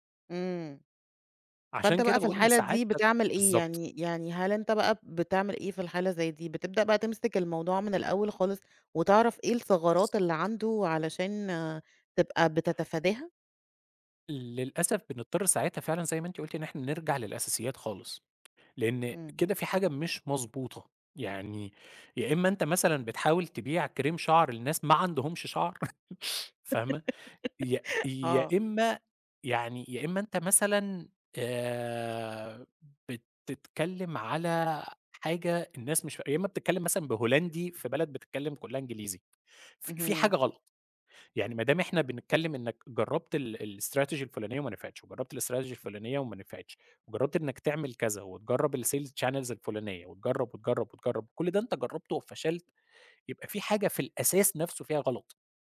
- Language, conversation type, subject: Arabic, podcast, بتشارك فشلك مع الناس؟ ليه أو ليه لأ؟
- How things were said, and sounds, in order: tapping; chuckle; laugh; in English: "الStrategy"; in English: "الStrategy"; in English: "الSales Channels"